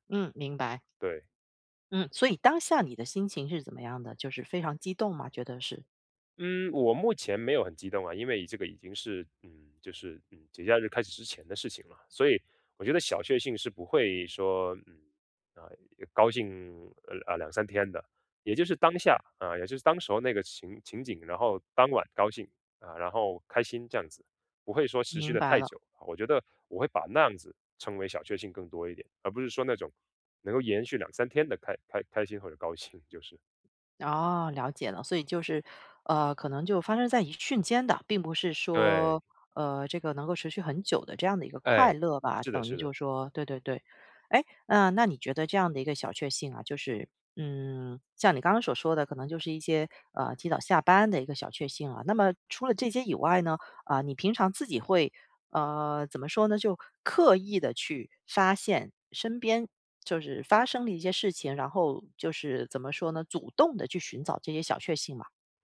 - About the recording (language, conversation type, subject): Chinese, podcast, 能聊聊你日常里的小确幸吗？
- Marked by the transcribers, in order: laughing while speaking: "高兴"